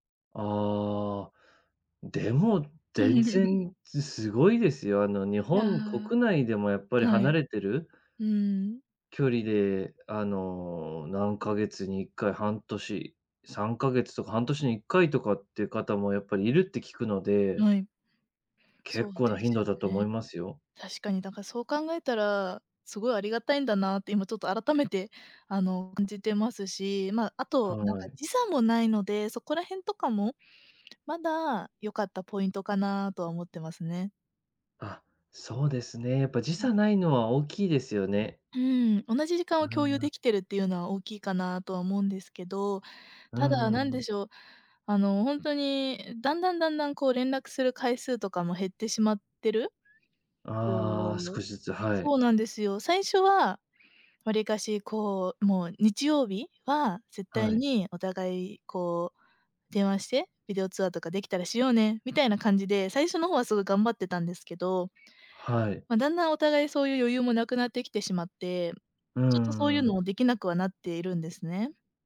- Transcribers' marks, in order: chuckle; other background noise; unintelligible speech
- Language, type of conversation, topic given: Japanese, advice, 長距離恋愛で不安や孤独を感じるとき、どうすれば気持ちが楽になりますか？